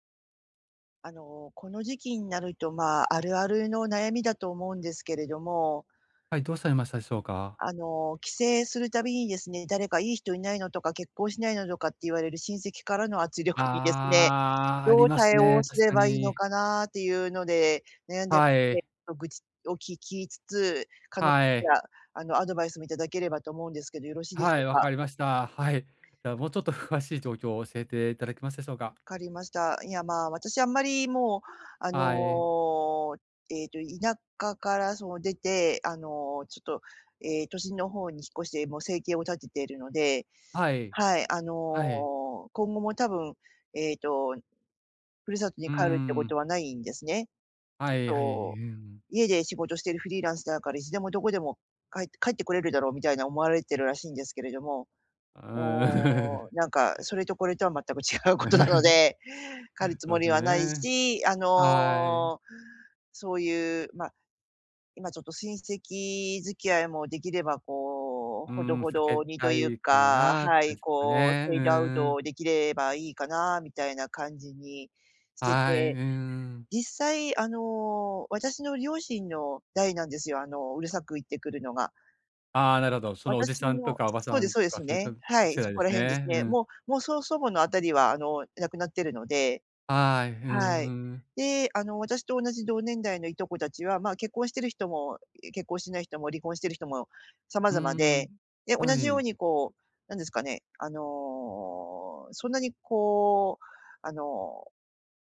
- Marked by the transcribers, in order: other background noise; drawn out: "ああ"; laughing while speaking: "圧力にですね"; laughing while speaking: "はい"; laughing while speaking: "うーん"; giggle; laughing while speaking: "違う事なので"; unintelligible speech
- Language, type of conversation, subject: Japanese, advice, 周囲からの圧力にどう対処して、自分を守るための境界線をどう引けばよいですか？